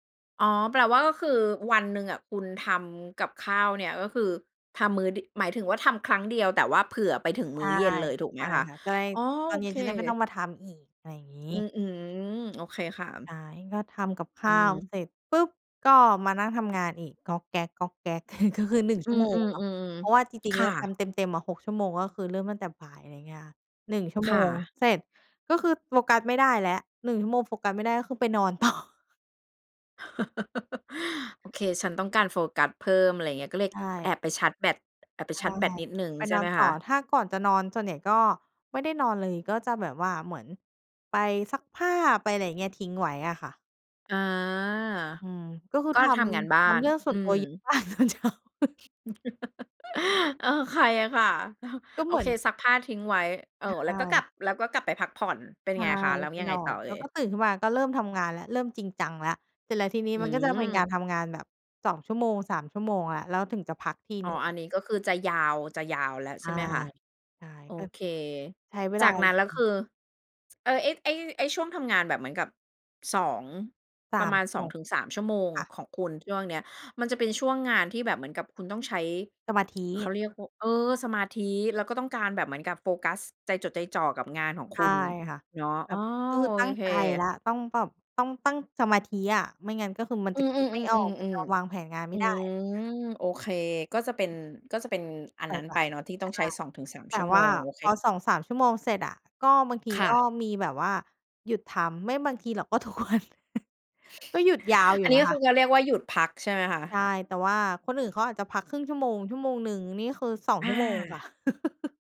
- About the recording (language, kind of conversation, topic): Thai, podcast, เล่าให้ฟังหน่อยว่าคุณจัดสมดุลระหว่างงานกับชีวิตส่วนตัวยังไง?
- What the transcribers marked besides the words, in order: chuckle; laughing while speaking: "ต่อ"; laugh; laughing while speaking: "เยอะมาก ตอนเช้า"; chuckle; laugh; other background noise; tsk; laughing while speaking: "ก็ทุกวัน"; chuckle; laugh